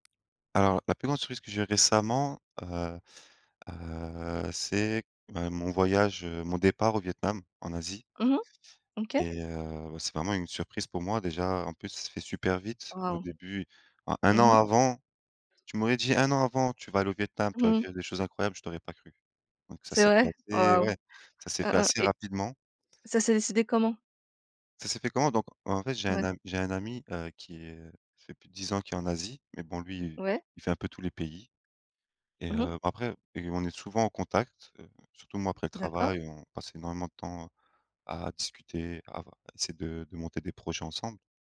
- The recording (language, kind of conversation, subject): French, unstructured, Quelle est la plus grande surprise que tu as eue récemment ?
- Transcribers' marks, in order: tapping; other background noise